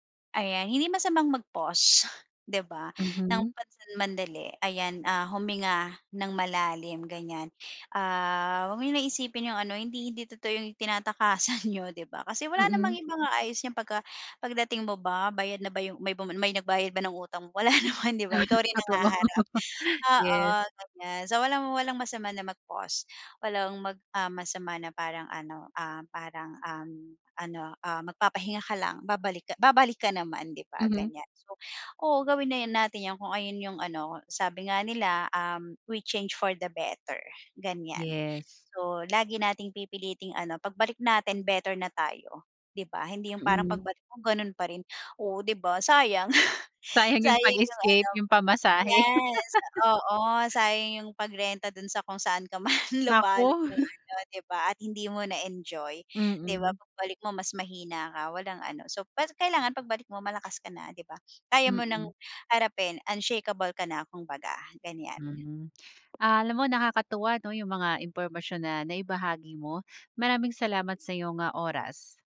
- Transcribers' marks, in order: scoff; laughing while speaking: "Ay, totoo"; laughing while speaking: "Wala naman"; other background noise; in English: "We change for the better"; tapping; snort; laugh; scoff; sniff
- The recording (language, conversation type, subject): Filipino, podcast, Bakit minsan kailangan ng tao na pansamantalang tumakas sa realidad, sa tingin mo?